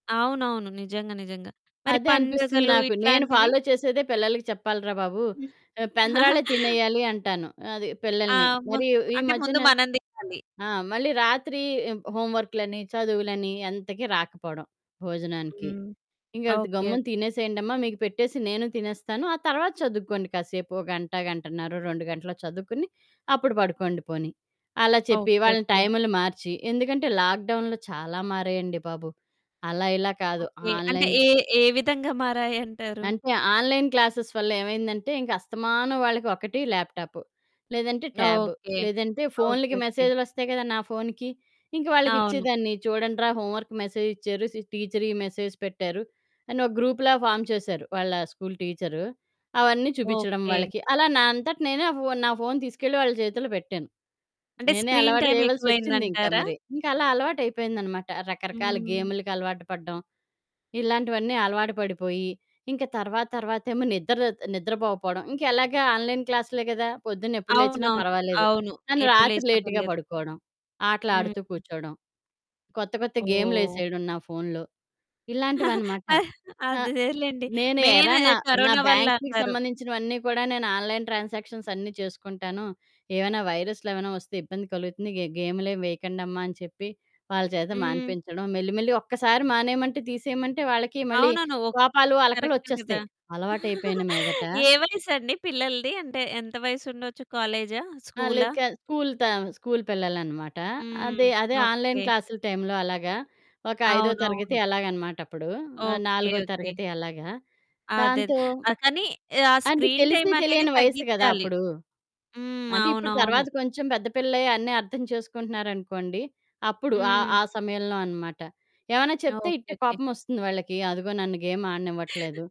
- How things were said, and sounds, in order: in English: "ఫాలో"; giggle; distorted speech; in English: "లాక్‌డౌన్‌లో"; in English: "ఆన్‌లైన్"; other background noise; in English: "ఆన్‌లైన్ క్లాసెస్"; in English: "హోంవర్క్ మెసేజ్"; in English: "మెసేజ్"; in English: "గ్రూప్‌లా ఫార్మ్"; static; in English: "స్క్రీన్ టైమ్"; in English: "ఆన్‌లైన్ క్లాస్"; in English: "లేట్‌గా"; laughing while speaking: "ఆ! అదేలెండి. మెయిను కరోనా వల్ల అంటారు"; in English: "బ్యాంక్‌కి"; in English: "ఆన్‌లైన్ ట్రాన్సాక్షన్స్"; chuckle; in English: "ఆన్‌లైన్"; in English: "స్క్రీన్"
- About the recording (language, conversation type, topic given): Telugu, podcast, మీ సంస్కృతి గురించి పిల్లలకు మీరు ఏం చెప్పాలనుకుంటారు?